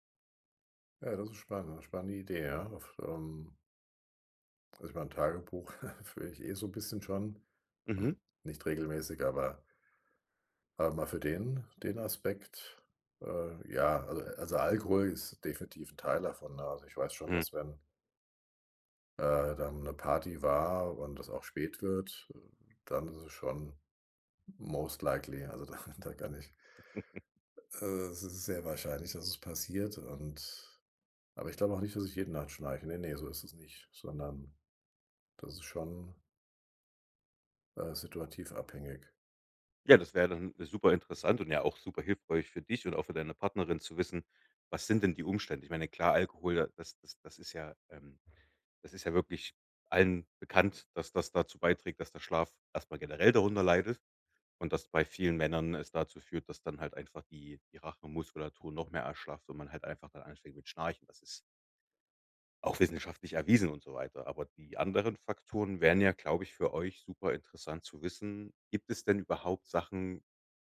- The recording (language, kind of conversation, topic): German, advice, Wie beeinträchtigt Schnarchen von dir oder deinem Partner deinen Schlaf?
- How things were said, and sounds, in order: chuckle; in English: "most likely"; laughing while speaking: "da"; other background noise; chuckle; tapping